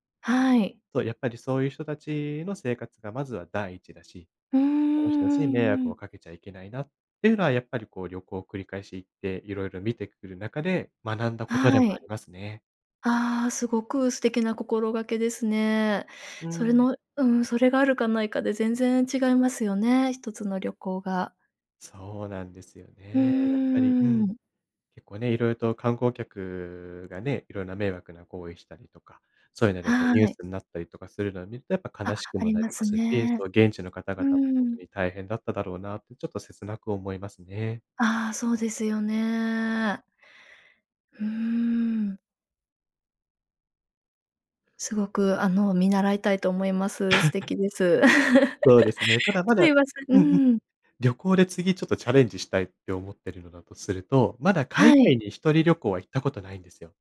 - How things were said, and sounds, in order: laugh
- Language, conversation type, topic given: Japanese, podcast, 旅行で学んだ大切な教訓は何ですか？